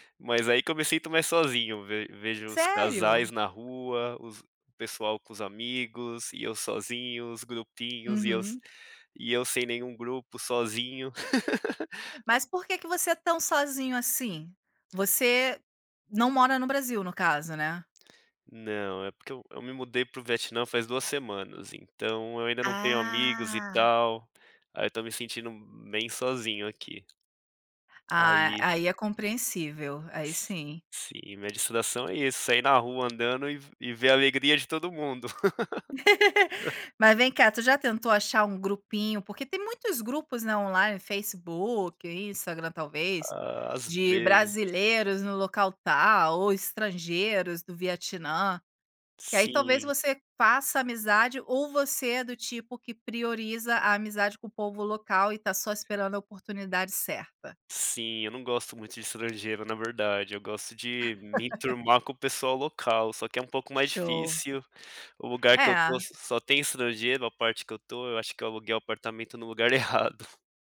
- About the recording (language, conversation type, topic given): Portuguese, podcast, Quando você se sente sozinho, o que costuma fazer?
- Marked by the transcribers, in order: laugh; tapping; laugh; laugh